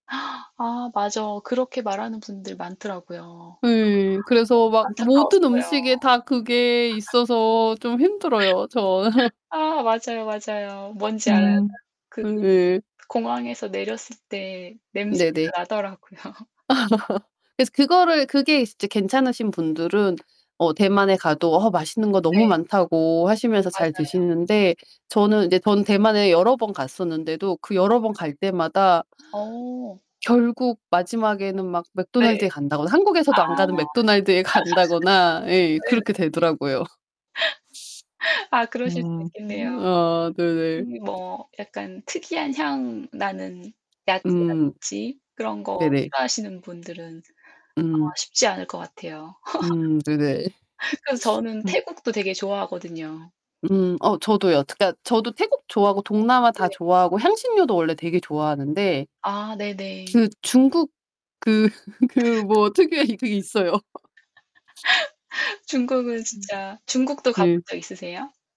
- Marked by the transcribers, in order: static; gasp; distorted speech; other background noise; laugh; laughing while speaking: "저는"; laughing while speaking: "나더라고요"; laugh; gasp; laugh; laugh; tapping; laugh; laughing while speaking: "그 그 뭐 특유의 그게 있어요"; laugh
- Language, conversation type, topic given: Korean, unstructured, 가장 기억에 남는 여행지는 어디이며, 그 이유는 무엇인가요?